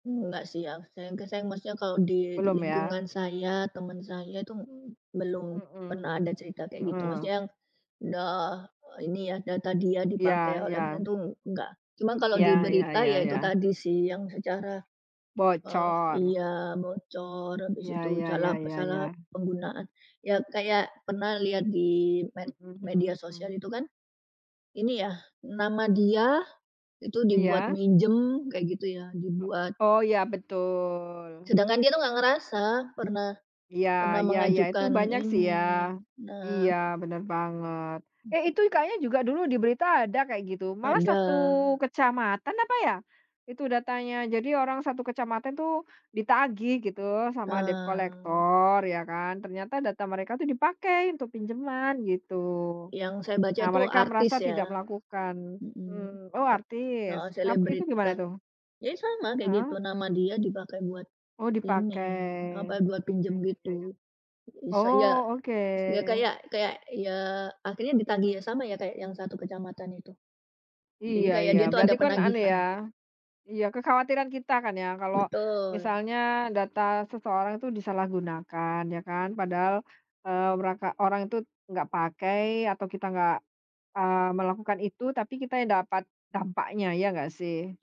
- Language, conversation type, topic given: Indonesian, unstructured, Apa pendapatmu tentang penggunaan data pribadi tanpa izin?
- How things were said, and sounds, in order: tapping; other background noise; in English: "debt collector"; other animal sound